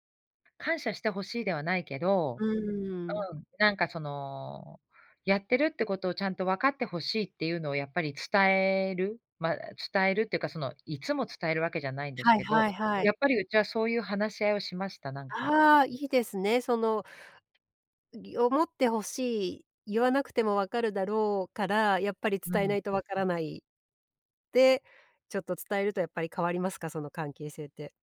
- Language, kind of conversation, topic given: Japanese, podcast, 家事の分担はどう決めるのがいい？
- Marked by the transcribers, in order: none